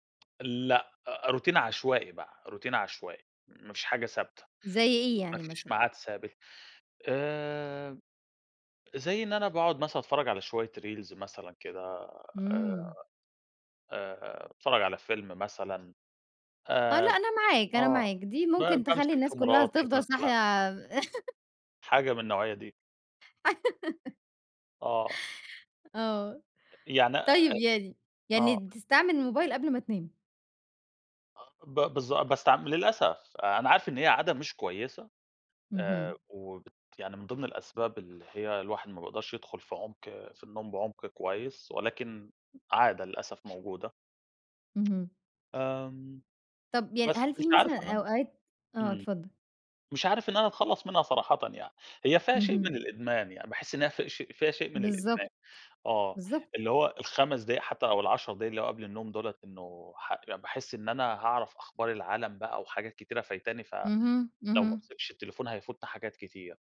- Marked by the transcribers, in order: tsk; in English: "روتين"; in English: "روتين"; in English: "reels"; laugh; laugh; tapping
- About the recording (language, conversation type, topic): Arabic, podcast, إزاي بتحافظ على نومك؟